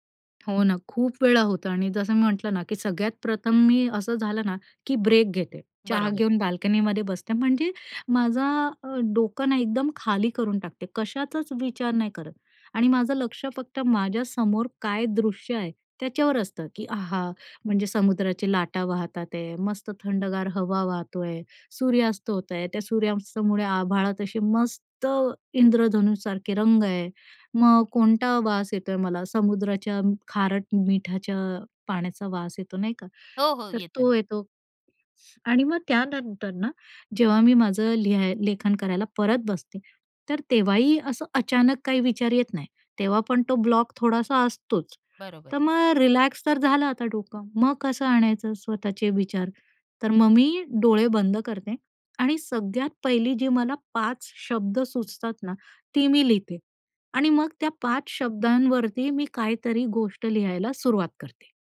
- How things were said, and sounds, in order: in English: "ब्रेक"; in English: "बाल्कनीमध्ये"; "वाहत आहेत" said as "वाहतातते"; in English: "ब्लॉक"; in English: "रिलॅक्स"
- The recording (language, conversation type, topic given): Marathi, podcast, स्वतःला प्रेरित ठेवायला तुम्हाला काय मदत करतं?